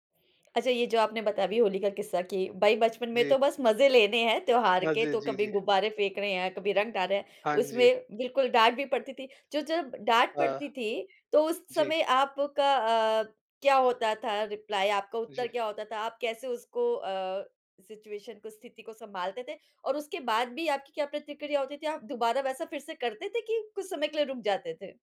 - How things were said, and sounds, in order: in English: "रिप्लाई"; in English: "सिचुएशन"
- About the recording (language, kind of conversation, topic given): Hindi, podcast, किस त्यौहार में शामिल होकर आप सबसे ज़्यादा भावुक हुए?
- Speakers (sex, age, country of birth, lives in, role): female, 35-39, India, India, host; male, 20-24, India, India, guest